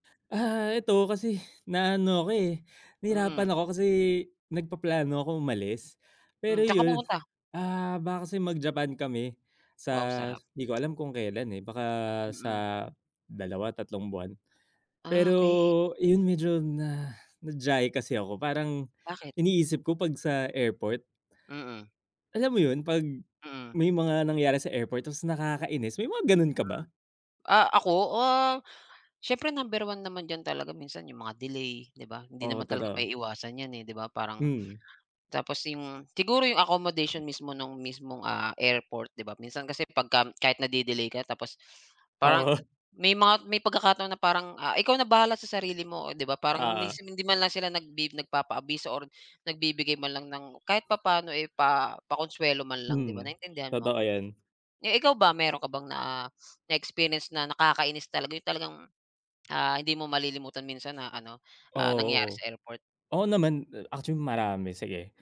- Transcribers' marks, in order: exhale; tapping; sniff; other background noise; sniff
- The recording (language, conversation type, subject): Filipino, unstructured, Ano ang mga bagay na palaging nakakainis sa paliparan?
- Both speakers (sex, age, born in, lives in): male, 30-34, Philippines, Philippines; male, 35-39, Philippines, Philippines